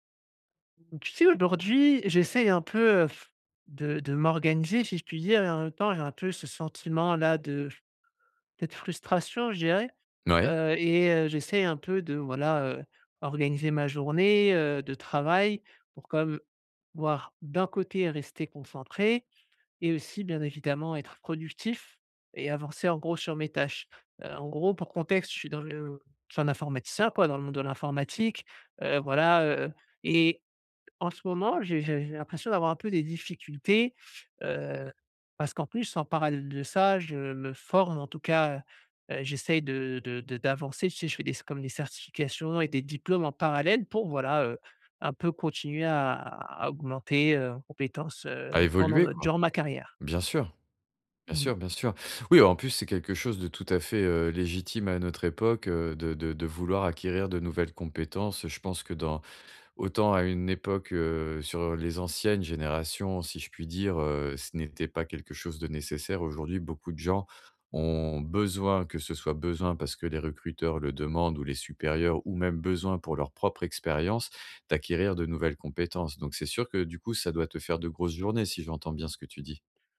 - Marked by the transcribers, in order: blowing
- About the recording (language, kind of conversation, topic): French, advice, Comment structurer ma journée pour rester concentré et productif ?